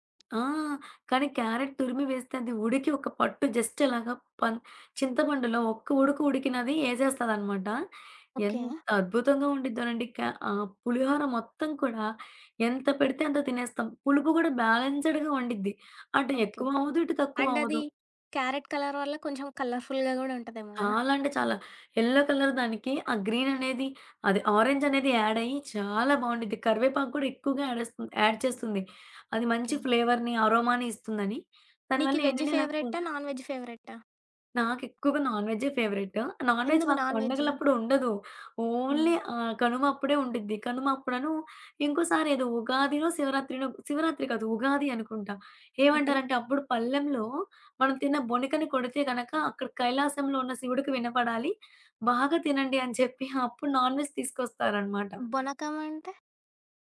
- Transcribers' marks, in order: tapping; in English: "జస్ట్"; in English: "బాలెన్స్డ్‌గా"; in English: "అండ్"; in English: "కలర్"; in English: "కలర్ఫుల్‌గా"; in English: "యెల్లో కలర్"; in English: "యాడ్"; in English: "ఫ్లేవర్‌ని"; in English: "వెజ్"; in English: "నాన్ వెజ్"; other background noise; in English: "ఫేవరెట్. నాన్‌వెజ్"; in English: "నాన్‌వెజ్?"; in English: "ఓన్లీ"; in English: "నాన్‌వెజ్"
- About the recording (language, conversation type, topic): Telugu, podcast, మీ ఇంట్లో మీకు అత్యంత ఇష్టమైన సాంప్రదాయ వంటకం ఏది?